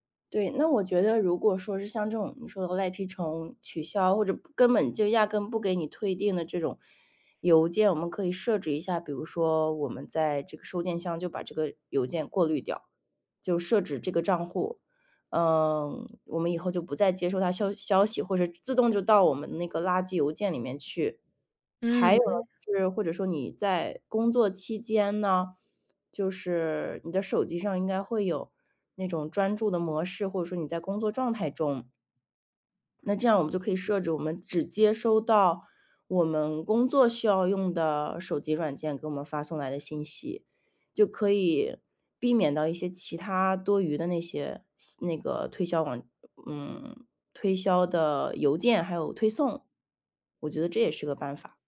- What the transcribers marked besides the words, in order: none
- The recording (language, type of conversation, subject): Chinese, advice, 如何才能减少收件箱里的邮件和手机上的推送通知？